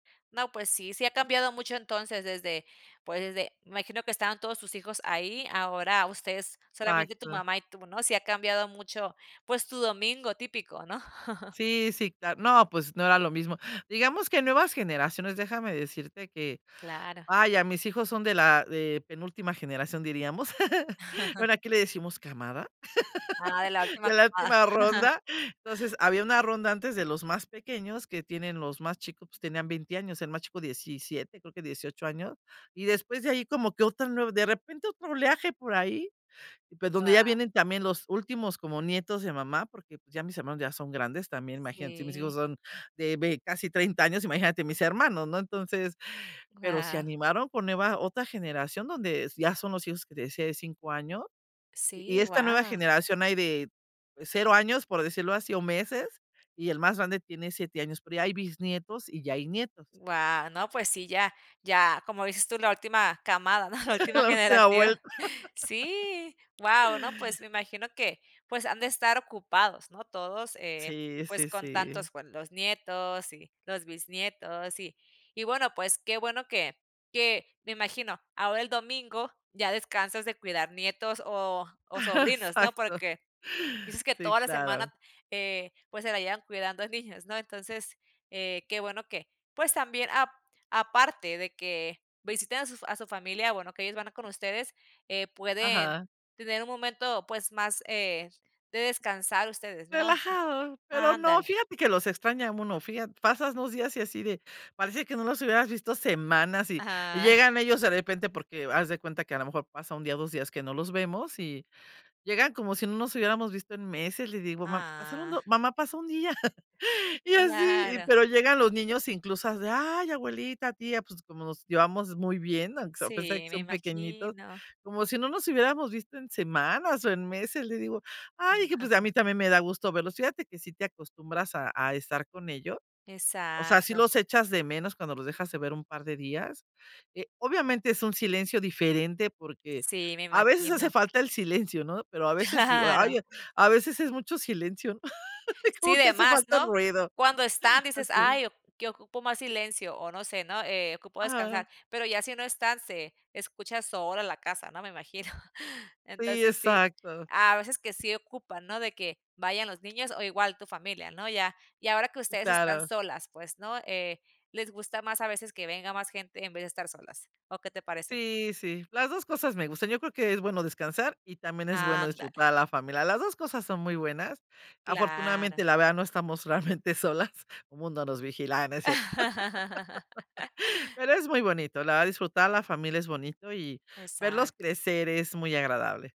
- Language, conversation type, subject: Spanish, podcast, ¿Cómo se vive un domingo típico en tu familia?
- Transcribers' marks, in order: laugh; laugh; laughing while speaking: "de la última ronda"; laugh; laughing while speaking: "¿no?, la última generación"; laughing while speaking: "La última vuelta"; laugh; laughing while speaking: "Exacto"; laughing while speaking: "Ajá"; drawn out: "Ah"; laughing while speaking: "y así"; laugh; laughing while speaking: "Claro"; laugh; laughing while speaking: "como que hace falta el ruido"; laughing while speaking: "me imagino"; laughing while speaking: "realmente solas"; laugh; laugh